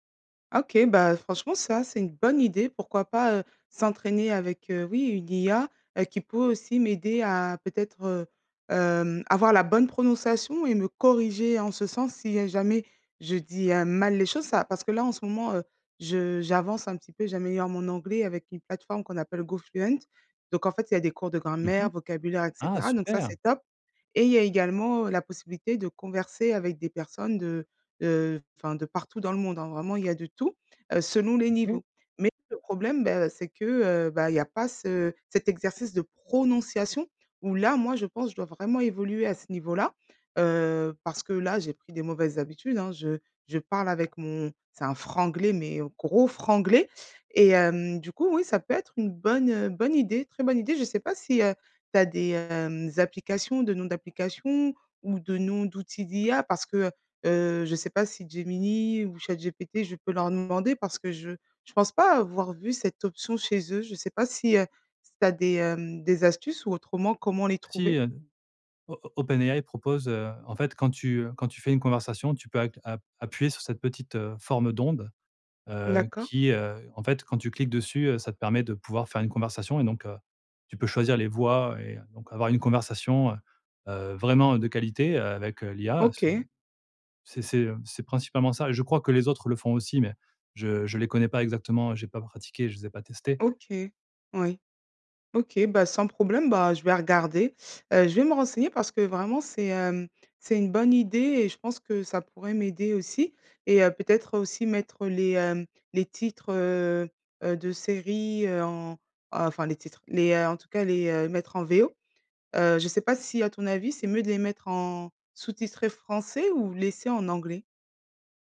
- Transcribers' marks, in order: stressed: "bonne"; other background noise; stressed: "partout"; stressed: "prononciation"; stressed: "gros franglais"; put-on voice: "OpenAI"
- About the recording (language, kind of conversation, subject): French, advice, Comment puis-je surmonter ma peur du rejet et me décider à postuler à un emploi ?